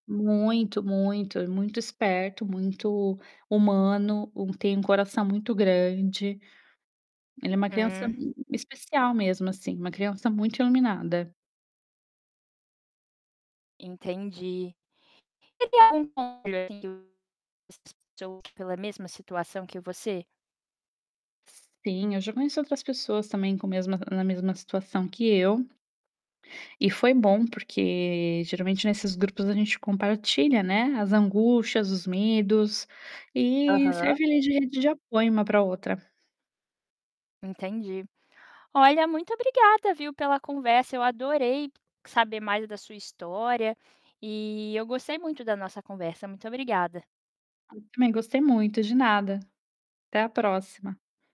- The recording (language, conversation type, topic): Portuguese, podcast, Qual foi o dia que mudou a sua vida?
- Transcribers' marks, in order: other noise; other background noise; unintelligible speech; distorted speech; tapping; static